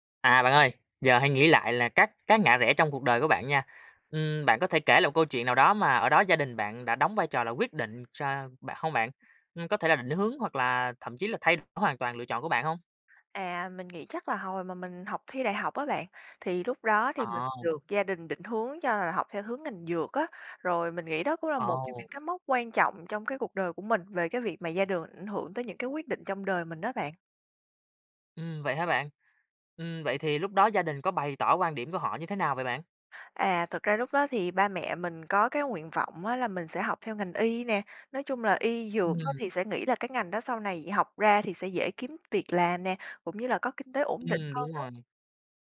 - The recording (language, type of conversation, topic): Vietnamese, podcast, Gia đình ảnh hưởng đến những quyết định quan trọng trong cuộc đời bạn như thế nào?
- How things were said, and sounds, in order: tapping; other background noise